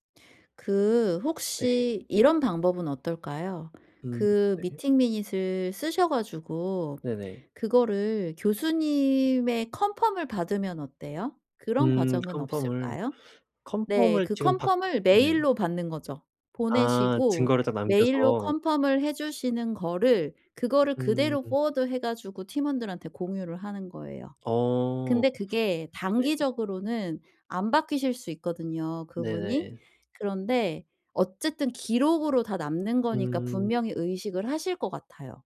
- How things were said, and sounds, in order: in English: "미팅 미닛을"; put-on voice: "포워드"; in English: "포워드"
- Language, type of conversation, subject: Korean, advice, 깨진 기대를 받아들이고 현실에 맞게 조정해 다시 앞으로 나아가려면 어떻게 해야 할까요?